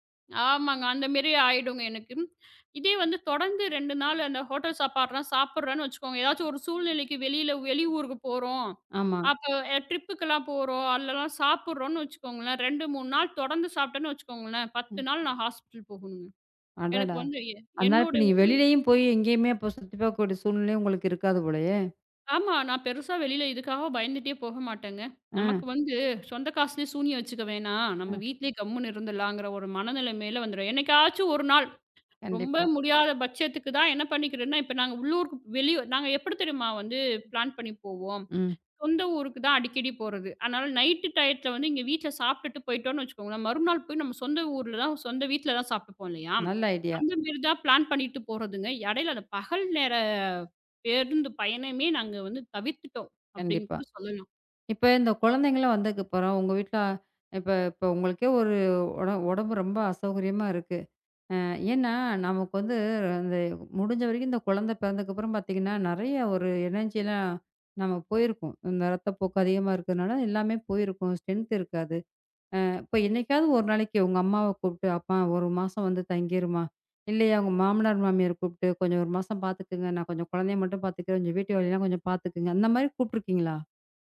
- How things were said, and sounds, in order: in English: "ட்ரிப்க்கு"; in English: "ஹாஸ்பிடல்"; in English: "பிளான்"; in English: "நைட் டையத்துல"; in English: "ஐடியா"; in English: "பிளான்"; in English: "எனர்ஜியெல்லாம்"; in English: "ஸ்ட்ரென்த்"
- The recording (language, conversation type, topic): Tamil, podcast, ஒரு புதிதாகப் பிறந்த குழந்தை வந்தபிறகு உங்கள் வேலை மற்றும் வீட்டின் அட்டவணை எப்படி மாற்றமடைந்தது?